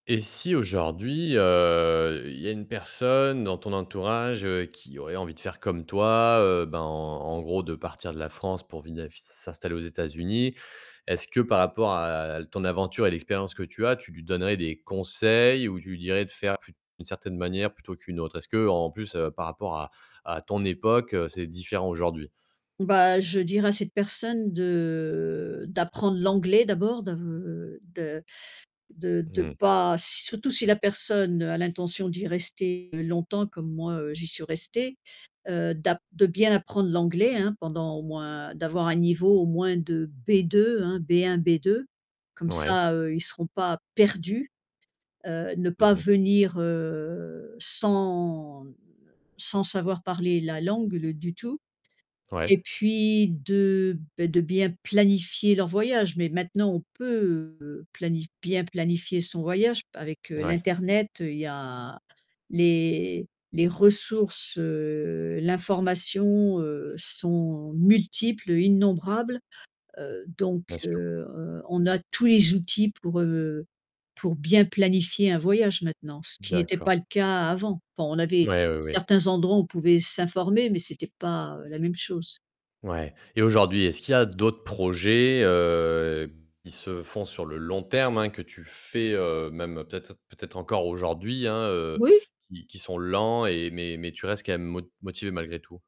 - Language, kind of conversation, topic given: French, podcast, Comment restes-tu motivé quand les progrès sont lents ?
- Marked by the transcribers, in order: drawn out: "heu"; stressed: "conseils"; distorted speech; drawn out: "de"; stressed: "perdus"; drawn out: "heu"; other background noise